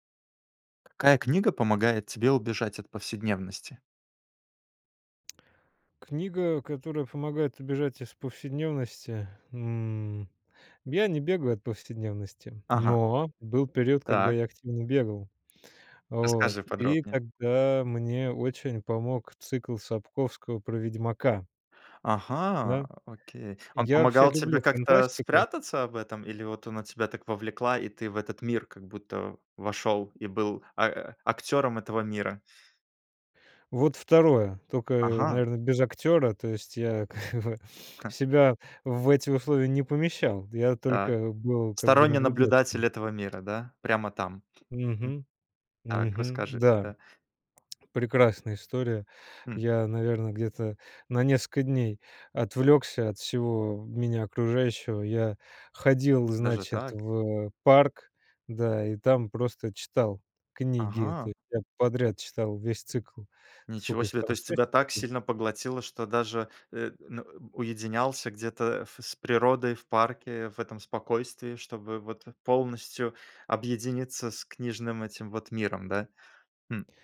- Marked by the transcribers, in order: tapping; laughing while speaking: "как бы"; other background noise
- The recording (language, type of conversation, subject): Russian, podcast, Какая книга помогает тебе убежать от повседневности?